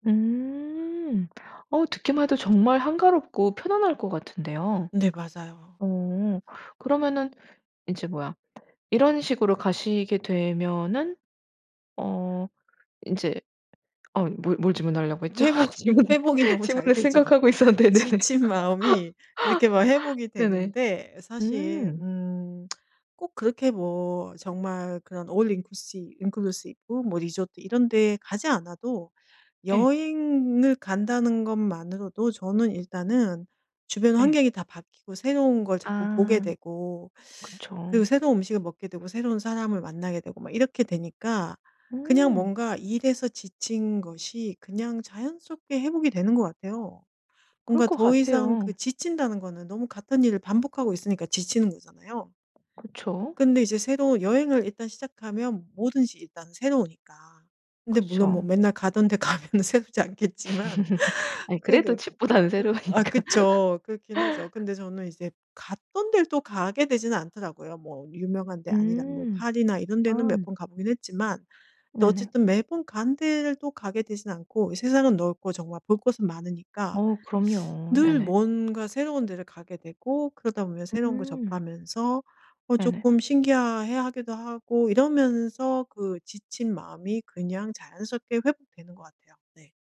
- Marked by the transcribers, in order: other background noise; laughing while speaking: "했죠? 질문 질문을 생각하고 있었는데. 네네"; laughing while speaking: "회복이 너무 잘 되죠. 지친 마음이"; laugh; tsk; put-on voice: "올인클루시 인클루시브"; in English: "올인클루시 인클루시브"; laughing while speaking: "가면은 새롭지 않겠지만"; laugh; laughing while speaking: "집보다는 새로우니까"; laugh; tapping
- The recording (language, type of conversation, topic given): Korean, podcast, 일에 지칠 때 주로 무엇으로 회복하나요?